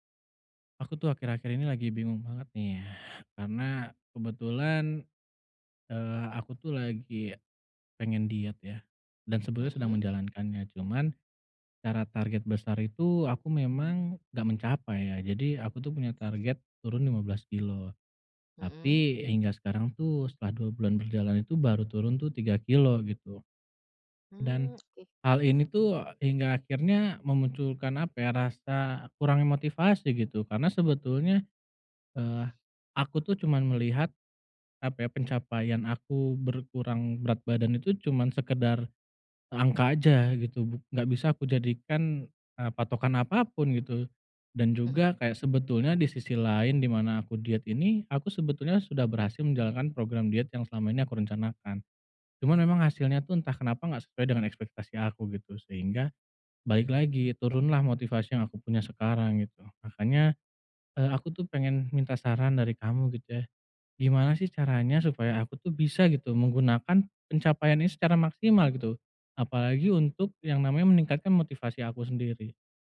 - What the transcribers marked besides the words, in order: other background noise
- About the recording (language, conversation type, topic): Indonesian, advice, Bagaimana saya dapat menggunakan pencapaian untuk tetap termotivasi?